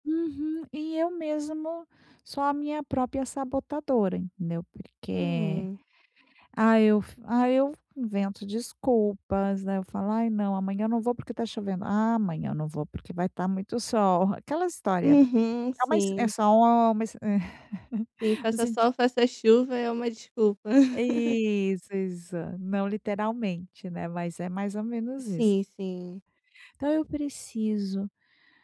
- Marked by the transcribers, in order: tapping; chuckle; chuckle
- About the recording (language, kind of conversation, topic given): Portuguese, advice, Como criar rotinas que reduzam recaídas?